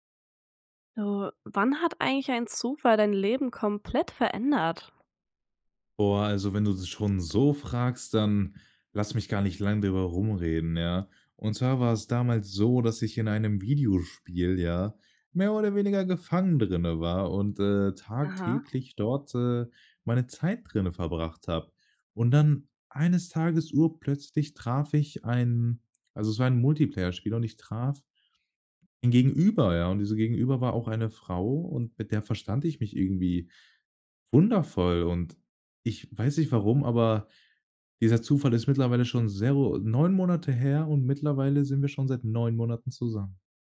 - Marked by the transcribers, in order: "so" said as "seo"
- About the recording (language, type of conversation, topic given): German, podcast, Wann hat ein Zufall dein Leben komplett verändert?